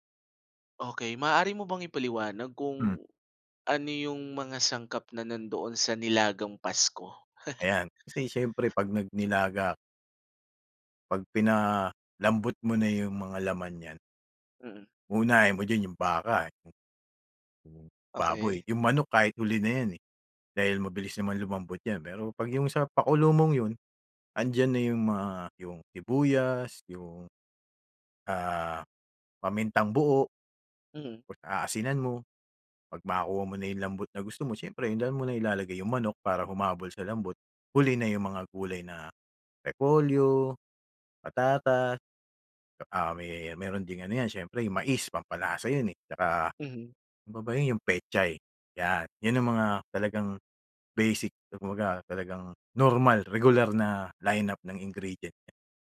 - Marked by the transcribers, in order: chuckle; other background noise; tapping
- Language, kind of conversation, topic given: Filipino, podcast, Anong tradisyonal na pagkain ang may pinakamatingkad na alaala para sa iyo?